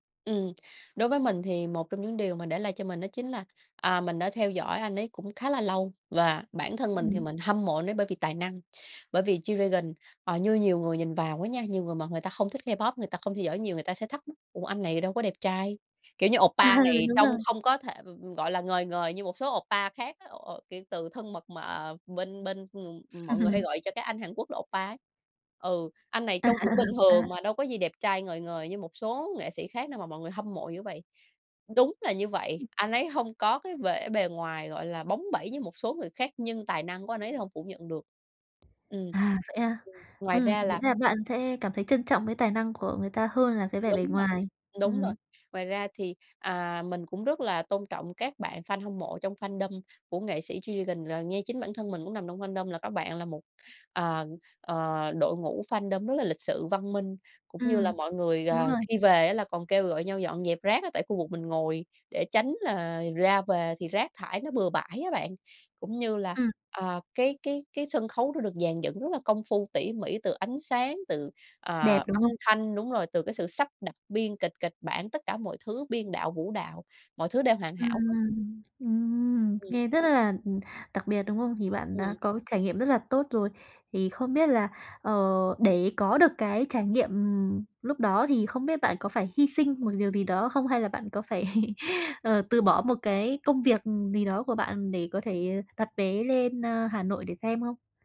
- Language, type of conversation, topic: Vietnamese, podcast, Điều gì khiến bạn mê nhất khi xem một chương trình biểu diễn trực tiếp?
- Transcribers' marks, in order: other background noise; laughing while speaking: "À"; in Korean: "oppa"; in Korean: "oppa"; other noise; chuckle; in Korean: "oppa"; laughing while speaking: "À"; tapping; in English: "fandom"; in English: "fandom"; in English: "fandom"; laughing while speaking: "phải"